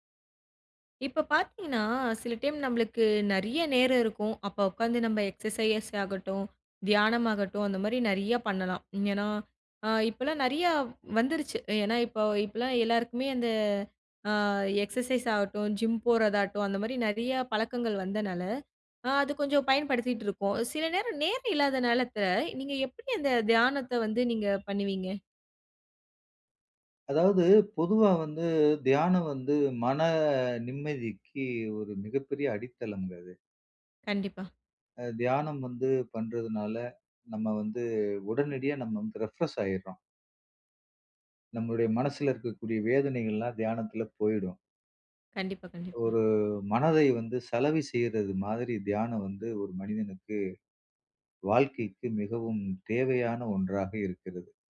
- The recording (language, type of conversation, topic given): Tamil, podcast, நேரம் இல்லாத நாளில் எப்படி தியானம் செய்யலாம்?
- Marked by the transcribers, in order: in English: "டைம்"; "நெறையா" said as "நறியா"; in English: "எக்ஸ்ஸசைஸ்"; "நெறையா" said as "நறீயா"; "நெறையா" said as "நறியா"; in English: "எக்ஸ்ஸசைஸ்"; in English: "ஜிம்"; "நெறையா" said as "நறியா"; in English: "ரெஃப்ரெஷ்"